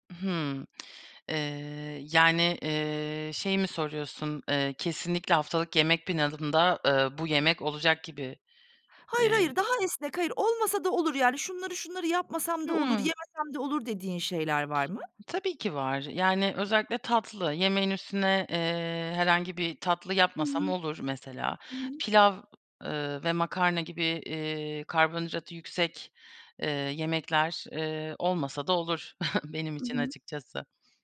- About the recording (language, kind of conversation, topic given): Turkish, podcast, Haftalık yemek planını nasıl hazırlıyorsun?
- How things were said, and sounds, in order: other background noise; chuckle